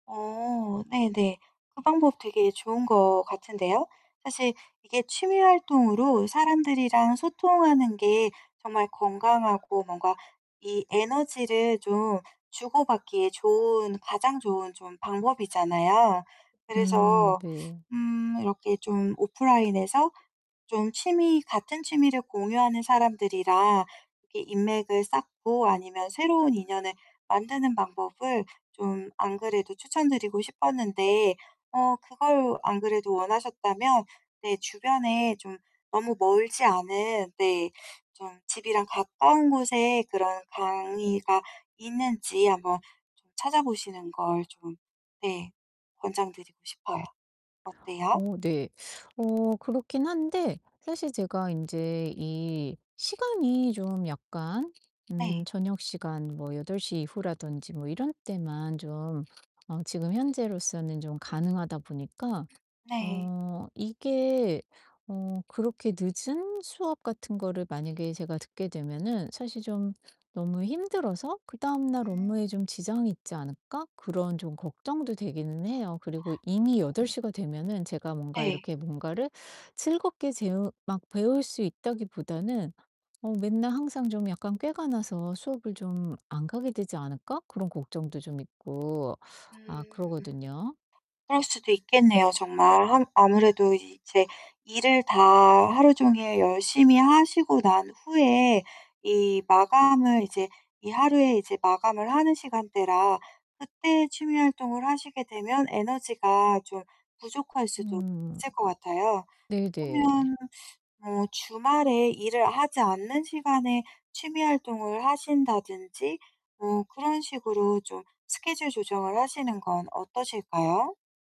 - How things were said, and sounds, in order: static; other background noise; distorted speech
- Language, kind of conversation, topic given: Korean, advice, 시간과 에너지가 부족할 때 어떻게 취미를 즐길 수 있을까요?